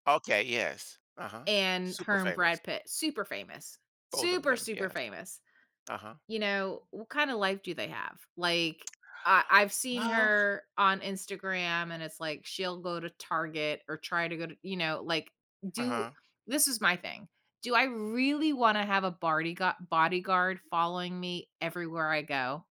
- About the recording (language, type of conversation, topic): English, unstructured, How does where you live affect your sense of identity and happiness?
- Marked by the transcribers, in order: stressed: "super"; stressed: "Super"; "bodygua-" said as "bardygau"